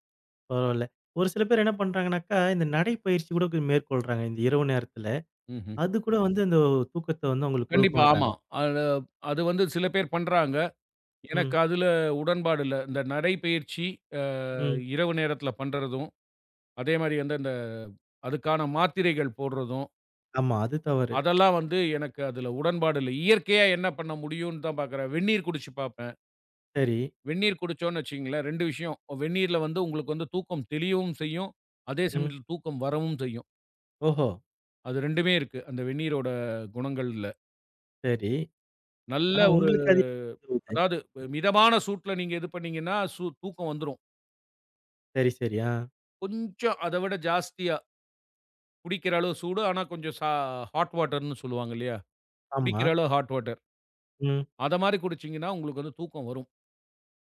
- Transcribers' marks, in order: other noise; drawn out: "ஒரு"; unintelligible speech; in English: "ஹாட் வாட்டர்ன்னு"; tapping; in English: "ஹாட் வாட்டர்"
- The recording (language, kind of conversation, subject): Tamil, podcast, இரவில் தூக்கம் வராமல் இருந்தால் நீங்கள் என்ன செய்கிறீர்கள்?